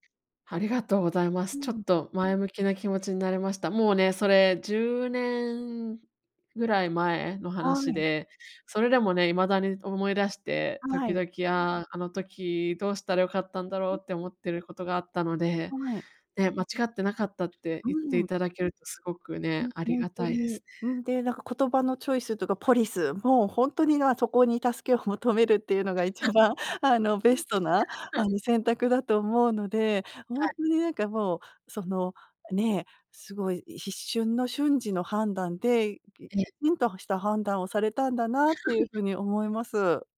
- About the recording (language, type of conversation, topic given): Japanese, advice, 旅行中に言葉や文化の壁にぶつかったとき、どう対処すればよいですか？
- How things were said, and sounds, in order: laugh; laugh